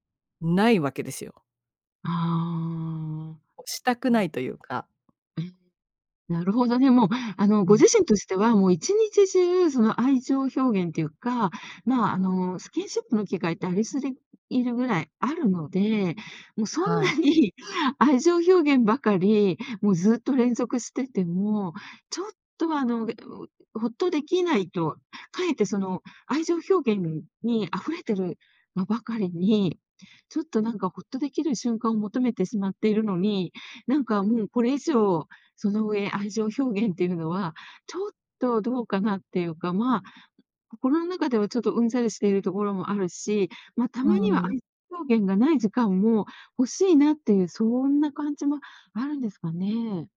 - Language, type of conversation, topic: Japanese, podcast, 愛情表現の違いが摩擦になることはありましたか？
- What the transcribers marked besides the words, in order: laughing while speaking: "そんなに"